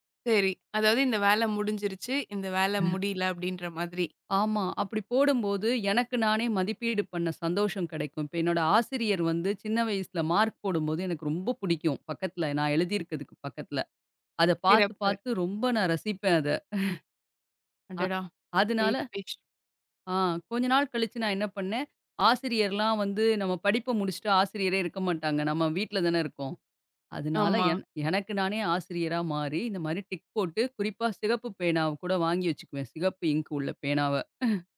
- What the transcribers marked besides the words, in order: other background noise; tapping; in English: "மார்க்"; chuckle; in English: "டிக்"; chuckle
- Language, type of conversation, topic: Tamil, podcast, கைபேசியில் குறிப்பெடுப்பதா அல்லது காகிதத்தில் குறிப்பெடுப்பதா—நீங்கள் எதைத் தேர்வு செய்வீர்கள்?